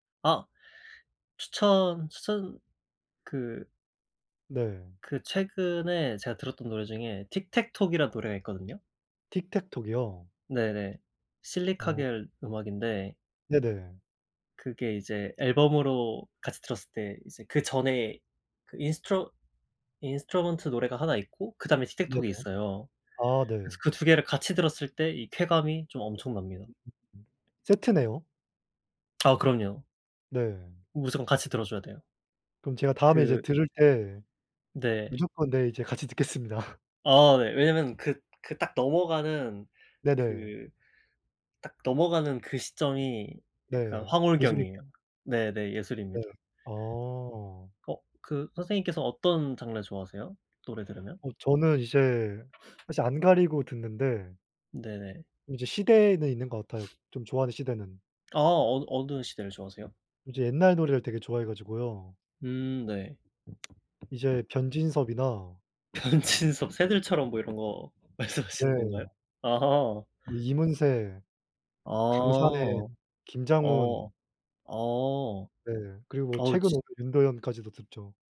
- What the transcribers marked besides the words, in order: in English: "Tic-tac-toe이란"; in English: "인스트루먼트"; tapping; laughing while speaking: "듣겠습니다"; laughing while speaking: "변진섭"; laughing while speaking: "말씀하시는 건가요?"
- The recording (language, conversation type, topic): Korean, unstructured, 스트레스를 받을 때 보통 어떻게 푸세요?